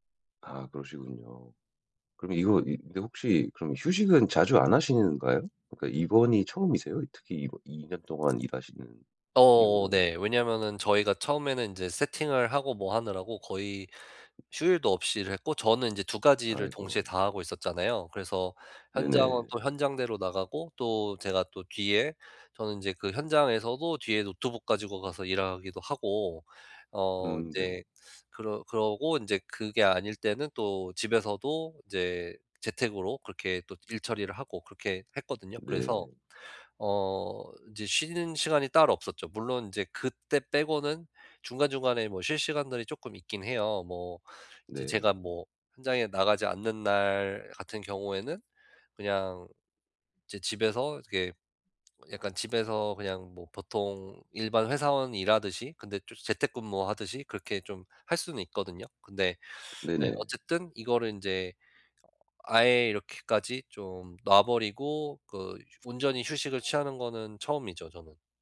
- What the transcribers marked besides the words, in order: other background noise; tapping
- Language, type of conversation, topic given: Korean, advice, 효과적으로 휴식을 취하려면 어떻게 해야 하나요?